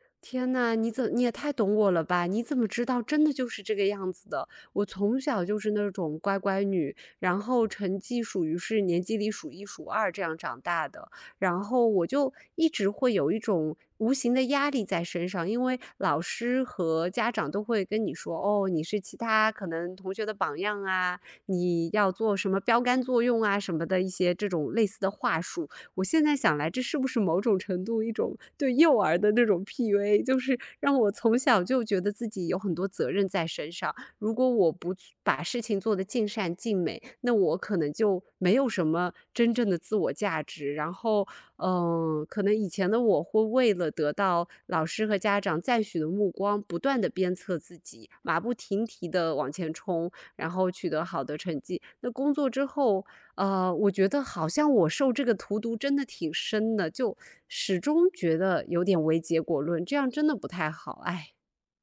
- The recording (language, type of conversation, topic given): Chinese, advice, 为什么我复工后很快又会回到过度工作模式？
- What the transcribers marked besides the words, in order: none